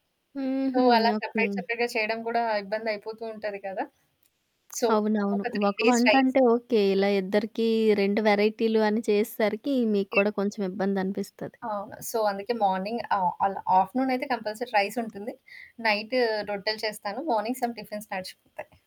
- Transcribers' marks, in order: static; in English: "సో"; in English: "సెపరేట్, సెపరేట్‌గా"; in English: "సో"; in English: "త్రీ డేస్ రైస్"; in English: "సో"; in English: "మార్నింగ్"; in English: "కంపల్సరీ"; tapping; in English: "మార్నింగ్ సమ్ టిఫి‌న్స్"
- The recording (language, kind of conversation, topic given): Telugu, podcast, ఒంటరిగా ఉండటం మీకు భయం కలిగిస్తుందా, లేక ప్రశాంతతనిస్తుందా?